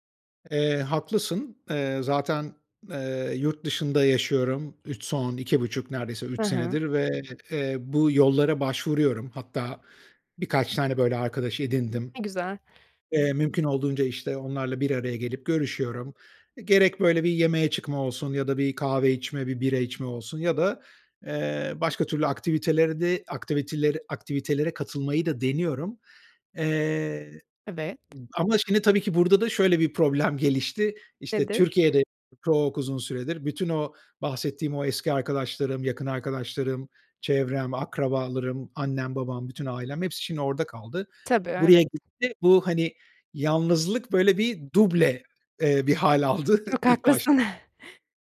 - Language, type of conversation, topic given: Turkish, advice, Sosyal hayat ile yalnızlık arasında denge kurmakta neden zorlanıyorum?
- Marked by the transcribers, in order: other background noise; laughing while speaking: "aldı"; chuckle